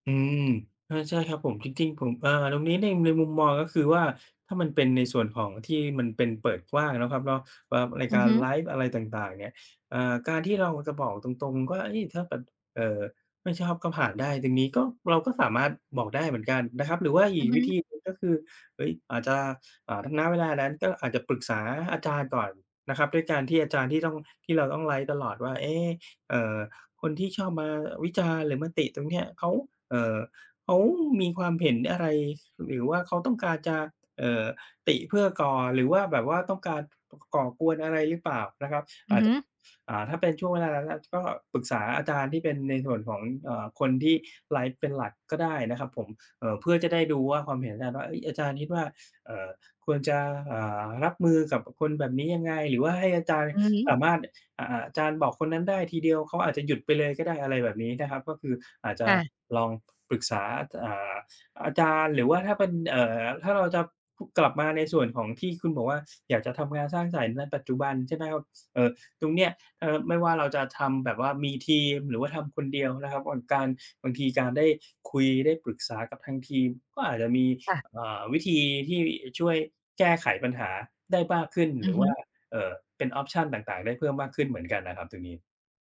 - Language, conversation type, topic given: Thai, advice, อยากทำงานสร้างสรรค์แต่กลัวถูกวิจารณ์
- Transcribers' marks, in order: "ครับ" said as "ป๊าบ"; tapping; in English: "ออปชัน"